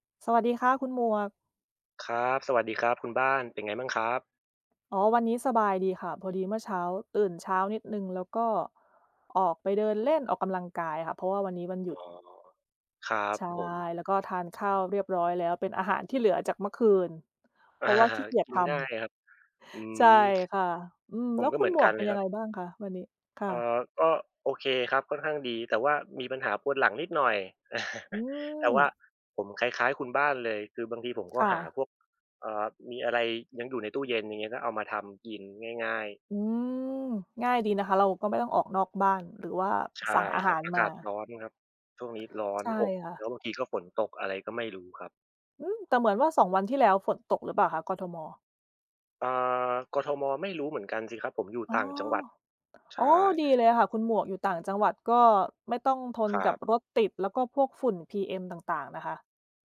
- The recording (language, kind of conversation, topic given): Thai, unstructured, คุณคิดว่าเราควรเตรียมใจรับมือกับความสูญเสียอย่างไร?
- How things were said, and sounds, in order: other background noise; laughing while speaking: "อา"; chuckle; tapping